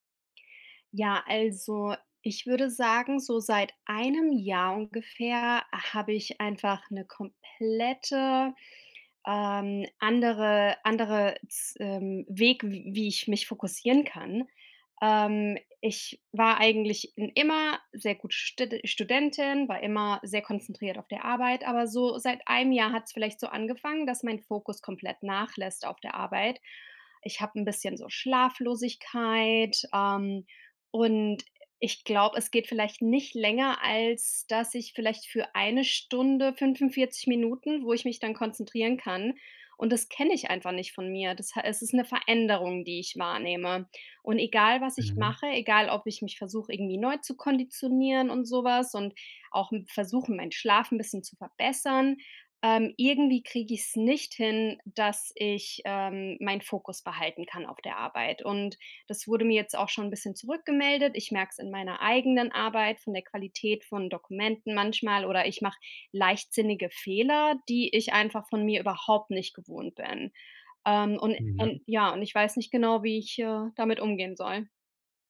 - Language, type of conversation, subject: German, advice, Wie kann ich meine Konzentration bei Aufgaben verbessern und fokussiert bleiben?
- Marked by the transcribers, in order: none